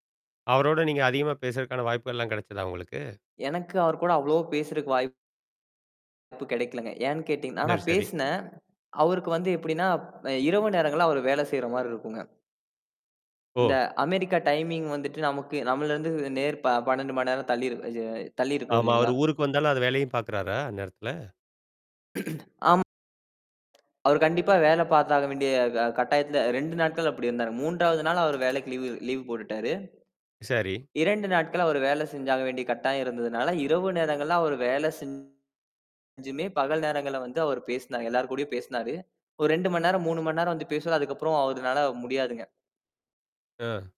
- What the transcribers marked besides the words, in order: static; in English: "டைமிங்"; throat clearing; other noise; distorted speech; other background noise; tapping
- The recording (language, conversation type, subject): Tamil, podcast, அந்த நாட்டைச் சேர்ந்த ஒருவரிடமிருந்து நீங்கள் என்ன கற்றுக்கொண்டீர்கள்?